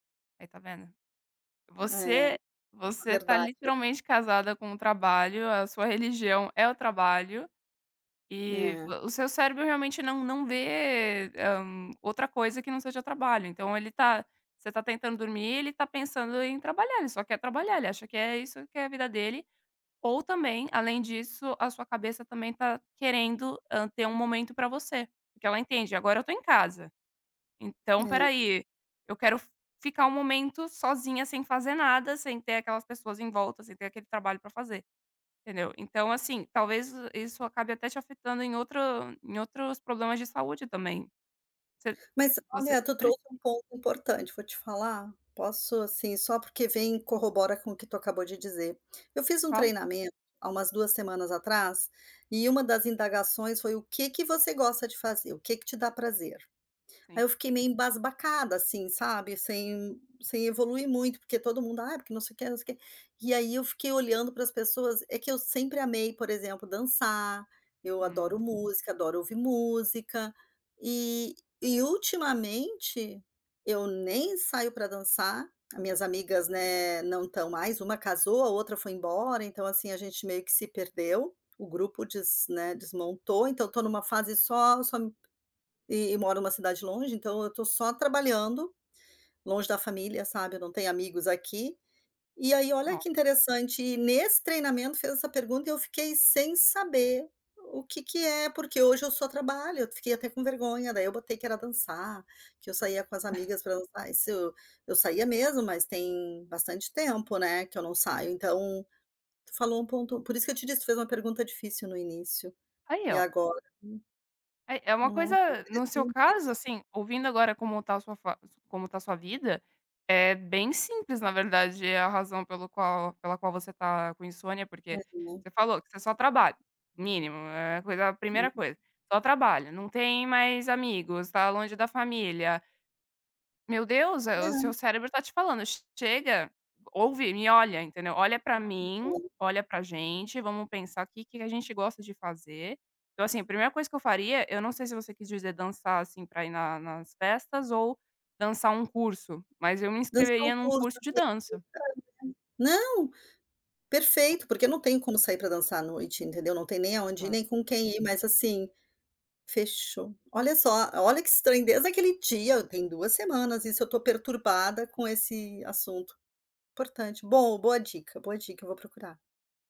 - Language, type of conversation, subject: Portuguese, advice, Como posso evitar perder noites de sono por trabalhar até tarde?
- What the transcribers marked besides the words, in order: other background noise; tapping; chuckle; unintelligible speech; unintelligible speech